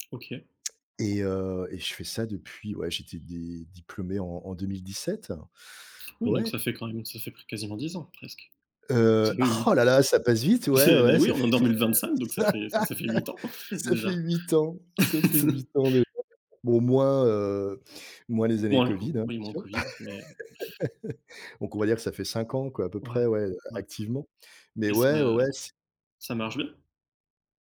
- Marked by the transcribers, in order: chuckle; laugh; laugh; laugh; tapping; other background noise
- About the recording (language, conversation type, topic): French, unstructured, Quel métier rêves-tu d’exercer un jour ?